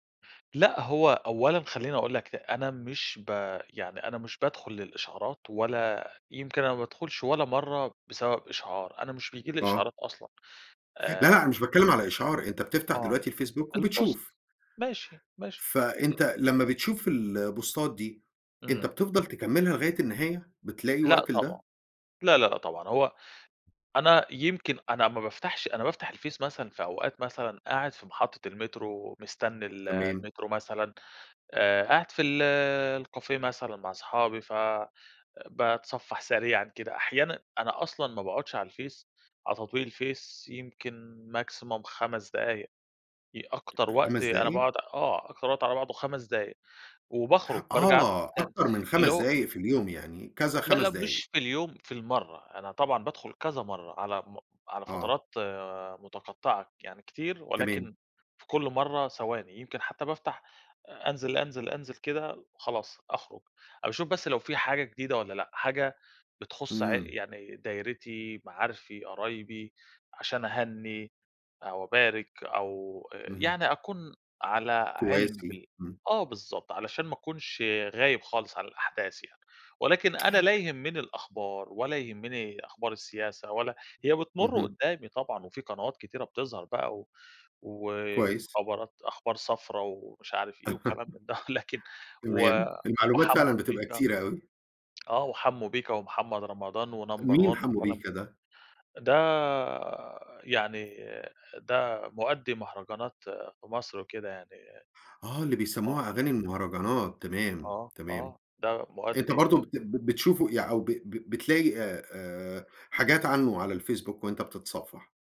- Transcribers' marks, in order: in English: "البوست"; other noise; in English: "البوستات"; other background noise; in English: "الكافيه"; tapping; in English: "maximum"; gasp; tsk; chuckle; laughing while speaking: "لكن"; in English: "و number one"
- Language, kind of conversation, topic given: Arabic, podcast, سؤال باللهجة المصرية عن أكتر تطبيق بيُستخدم يوميًا وسبب استخدامه